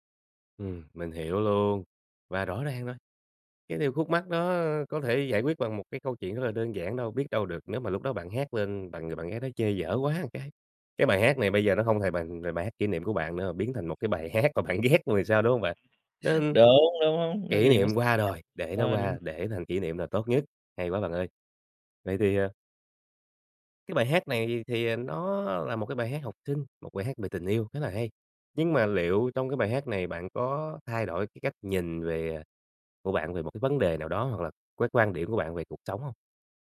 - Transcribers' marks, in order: tapping; other background noise; laughing while speaking: "hát mà bạn ghét"; unintelligible speech; "sinh" said as "chinh"; "sống" said as "chống"
- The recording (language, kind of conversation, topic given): Vietnamese, podcast, Bài hát nào luôn chạm đến trái tim bạn mỗi khi nghe?